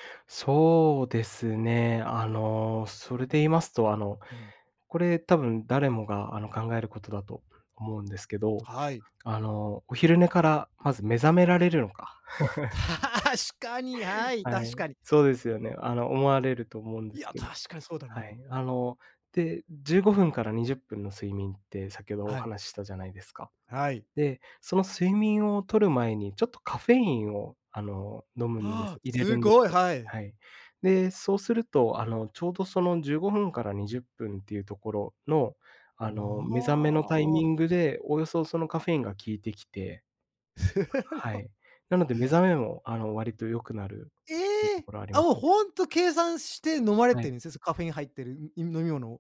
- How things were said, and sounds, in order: other background noise; chuckle; laughing while speaking: "確かに"; anticipating: "はあ、すごい"; laughing while speaking: "すご"; unintelligible speech; surprised: "ええ！"
- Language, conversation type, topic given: Japanese, podcast, 仕事でストレスを感じたとき、どんな対処をしていますか？